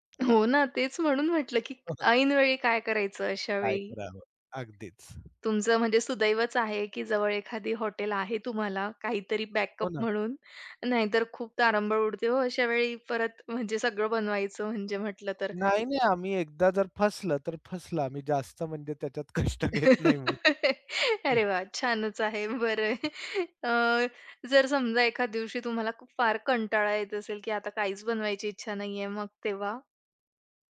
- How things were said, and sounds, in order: tapping; chuckle; other noise; laughing while speaking: "त्याच्यात कष्ट घेत नाही मग हं"; laugh; laughing while speaking: "अरे वाह! छानच आहे. बरं अ, जर समजा एखाद दिवशी तुम्हाला"
- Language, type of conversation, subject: Marathi, podcast, स्वयंपाक अधिक सर्जनशील करण्यासाठी तुमचे काही नियम आहेत का?